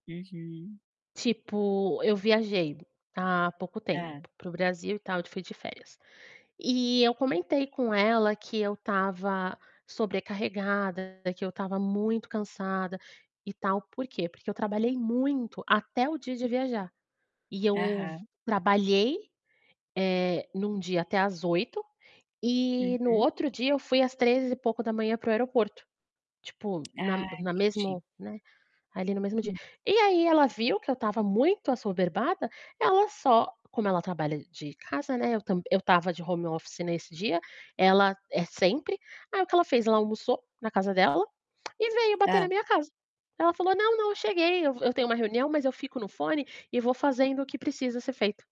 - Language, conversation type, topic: Portuguese, advice, Como posso lidar com a sensação de obrigação de aceitar convites sociais mesmo quando estou cansado?
- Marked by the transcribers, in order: distorted speech; tapping